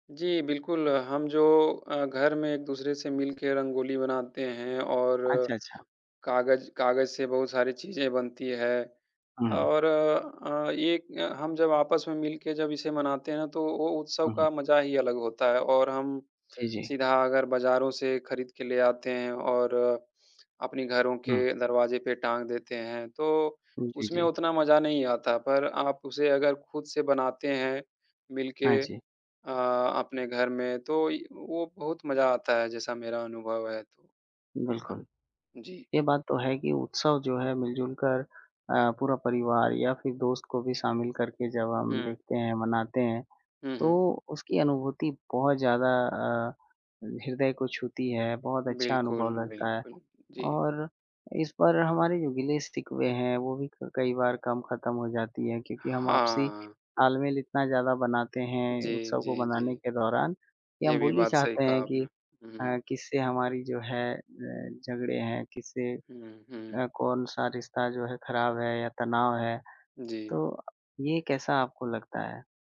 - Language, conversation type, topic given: Hindi, unstructured, आपके घर में मनाया गया सबसे यादगार उत्सव कौन-सा था?
- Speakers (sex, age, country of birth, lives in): male, 25-29, India, India; male, 30-34, India, India
- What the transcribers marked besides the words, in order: tapping; other background noise